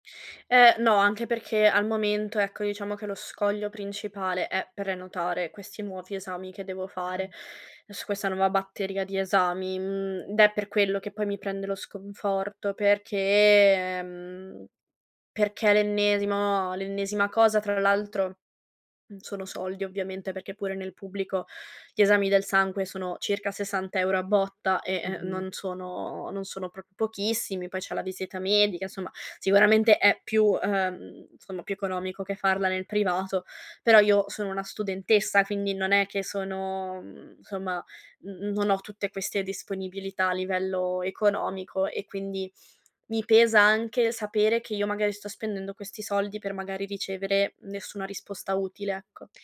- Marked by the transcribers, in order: unintelligible speech; "proprio" said as "propio"; "quindi" said as "findi"; "insomma" said as "nsomma"
- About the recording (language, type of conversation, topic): Italian, advice, Come posso gestire una diagnosi medica incerta mentre aspetto ulteriori esami?